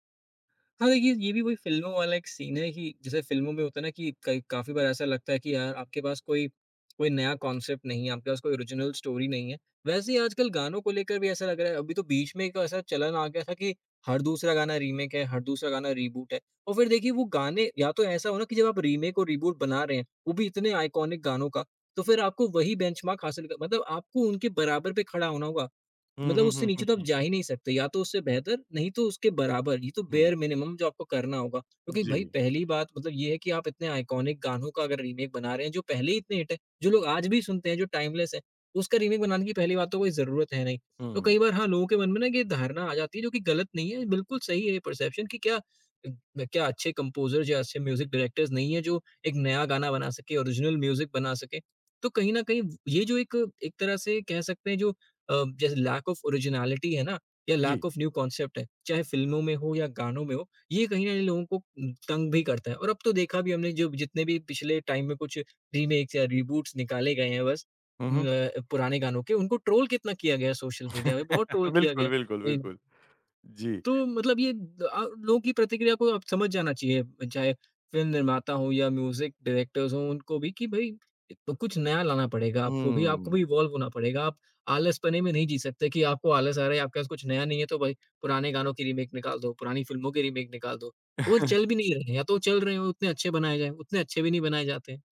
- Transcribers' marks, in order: in English: "सीन"; in English: "कॉन्सेप्ट"; in English: "ओरिजिनल स्टोरी"; in English: "रीमेक"; in English: "रीबूट"; in English: "रीमेक"; in English: "रीबूट"; in English: "आइकॉनिक"; in English: "बेंचमार्क"; background speech; in English: "बेयर मिनिमम"; in English: "आइकॉनिक"; in English: "रीमेक"; in English: "हिट"; in English: "टाइमलेस"; in English: "रीमेक"; in English: "परसेप्शन"; in English: "कम्पोज़र"; in English: "म्यूज़िक डायरेक्टर"; in English: "ओरिजनल म्यूज़िक"; in English: "लैक ऑफ ओरिजिनैलिटी"; in English: "लैक ऑफ़ न्यू कॉन्सेप्ट"; tapping; in English: "टाइम"; in English: "रीमेक्स"; in English: "रीबूट्स"; other background noise; in English: "ट्रोल"; laugh; in English: "ट्रोल"; in English: "म्यूज़िक डायरेक्टर्स"; in English: "इवॉल्व"; in English: "रीमेक"; in English: "रीमेक"; chuckle
- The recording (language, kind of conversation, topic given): Hindi, podcast, क्या रीमेक मूल कृति से बेहतर हो सकते हैं?